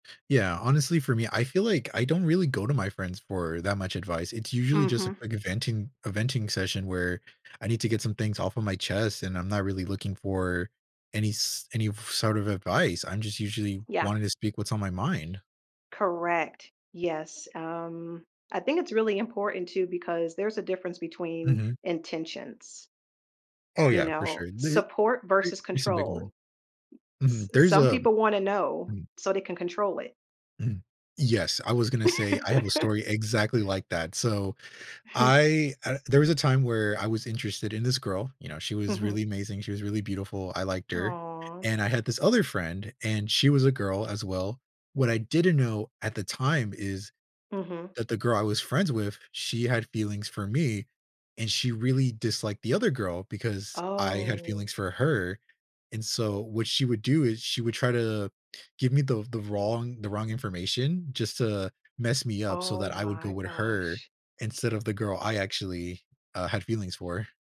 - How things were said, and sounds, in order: tapping; other background noise; chuckle
- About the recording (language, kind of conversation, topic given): English, unstructured, How do I decide which advice to follow when my friends disagree?